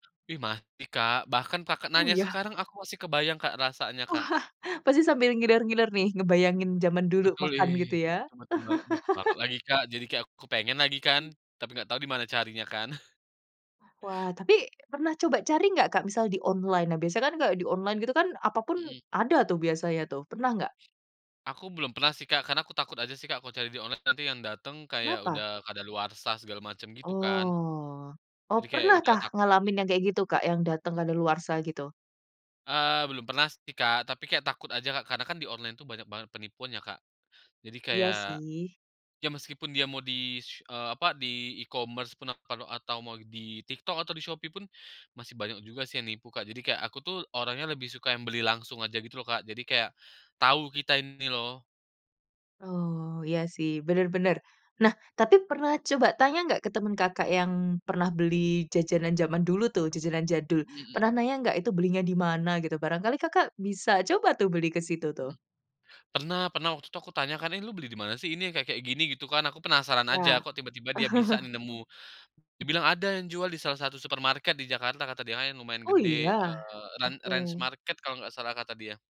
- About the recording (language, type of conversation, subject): Indonesian, podcast, Jajanan sekolah apa yang paling kamu rindukan sekarang?
- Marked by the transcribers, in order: laughing while speaking: "Wah"; stressed: "ih"; chuckle; chuckle; in English: "online"; in English: "online"; in English: "online"; other background noise; in English: "online"; in English: "e-commerce"; chuckle; surprised: "Oh, iya?"